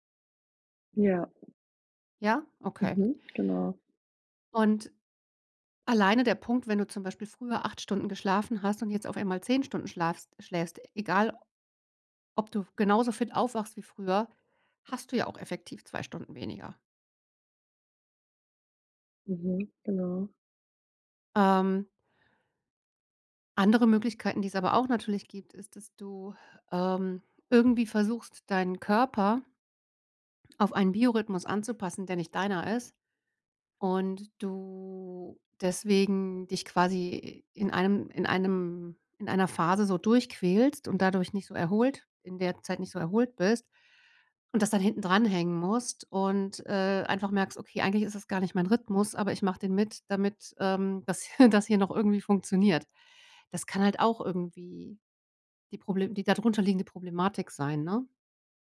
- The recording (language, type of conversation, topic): German, advice, Wie kann ich meine Abendroutine so gestalten, dass ich zur Ruhe komme und erholsam schlafe?
- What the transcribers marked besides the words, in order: other background noise; drawn out: "du"; laughing while speaking: "das"; chuckle